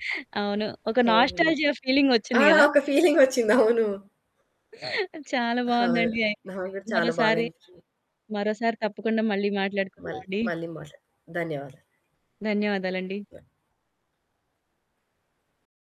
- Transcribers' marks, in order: static; other background noise; in English: "నాస్టాల్జియా"; background speech; laughing while speaking: "ఆ! ఒక ఫీలింగొచ్చింది. అవును"
- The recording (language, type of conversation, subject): Telugu, podcast, మీ చిన్నప్పట్లో మీకు ఆరామాన్ని కలిగించిన ఆహారం గురించి చెప్పగలరా?